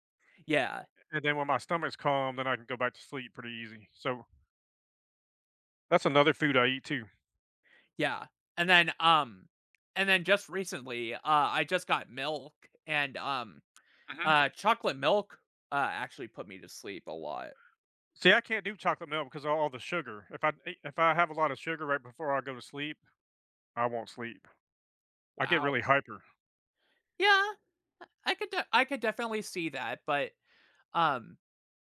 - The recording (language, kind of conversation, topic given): English, unstructured, What helps you recharge when life gets overwhelming?
- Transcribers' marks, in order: tapping